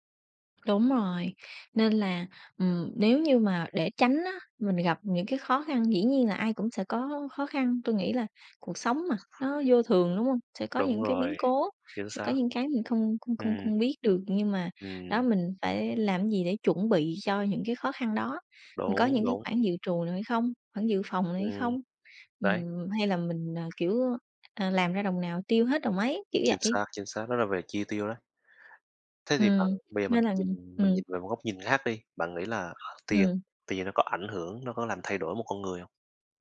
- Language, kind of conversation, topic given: Vietnamese, unstructured, Tiền bạc ảnh hưởng như thế nào đến cuộc sống của bạn?
- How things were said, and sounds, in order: tapping; other background noise